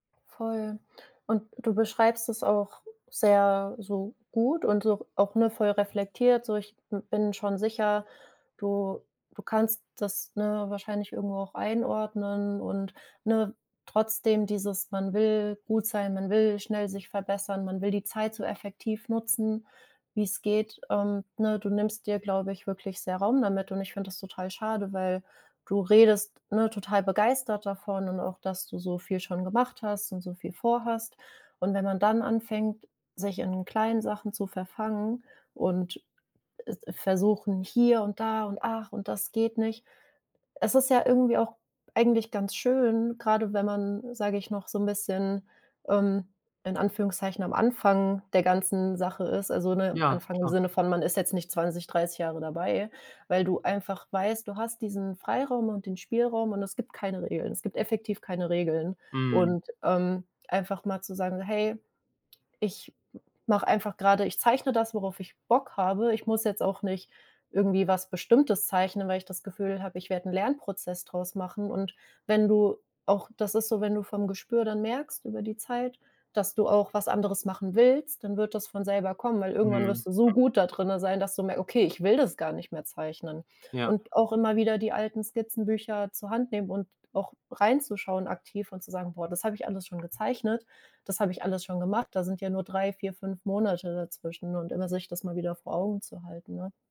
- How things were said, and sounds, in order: other background noise; tapping
- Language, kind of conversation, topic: German, advice, Wie verhindert Perfektionismus, dass du deine kreative Arbeit abschließt?
- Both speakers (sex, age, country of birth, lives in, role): female, 25-29, Germany, Germany, advisor; male, 30-34, Philippines, Germany, user